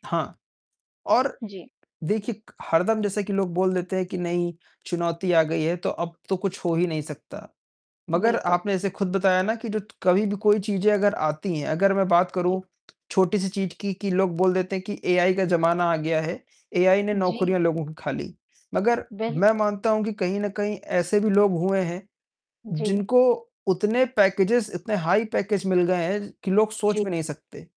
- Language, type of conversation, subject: Hindi, unstructured, आपको अपने काम का सबसे मज़ेदार हिस्सा क्या लगता है?
- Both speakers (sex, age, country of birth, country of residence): female, 30-34, India, India; male, 55-59, India, India
- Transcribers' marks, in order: distorted speech; static; other noise; in English: "वेरी गुड"; in English: "पैकेजेज़"; in English: "पैकेज"